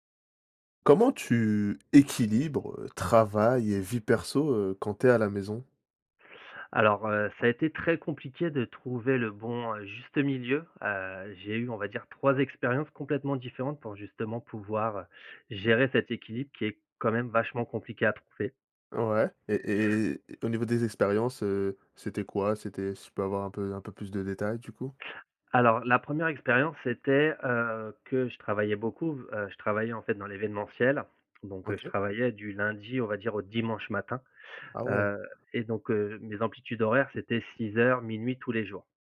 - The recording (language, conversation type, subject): French, podcast, Comment équilibrez-vous travail et vie personnelle quand vous télétravaillez à la maison ?
- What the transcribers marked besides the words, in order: tapping; stressed: "dimanche"; other background noise